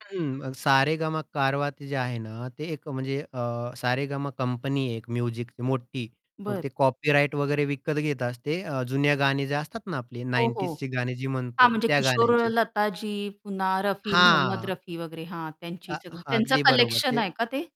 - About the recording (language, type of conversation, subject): Marathi, podcast, तंत्रज्ञानाने तुमचं संगीत ऐकण्याचं वर्तन कसं बदललं?
- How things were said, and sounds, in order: static; in English: "म्युझिकची"; in English: "कॉपीराइट"; distorted speech; in English: "कलेक्शन"